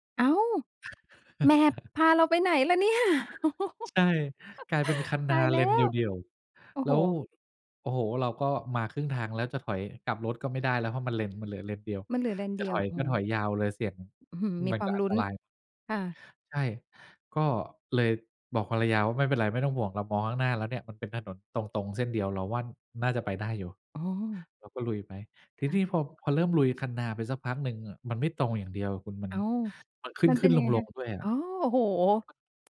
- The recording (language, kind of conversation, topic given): Thai, podcast, มีช่วงไหนที่คุณหลงทางแล้วได้บทเรียนสำคัญไหม?
- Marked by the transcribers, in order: in English: "Map"; chuckle; laughing while speaking: "เนี่ย ?"; chuckle